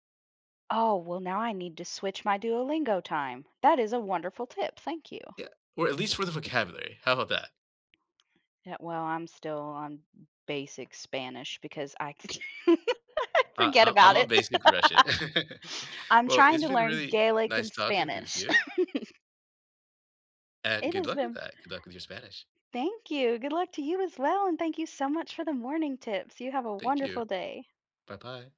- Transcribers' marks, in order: other background noise; laugh; laugh; tapping
- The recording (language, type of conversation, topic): English, unstructured, What morning habits help you start your day well?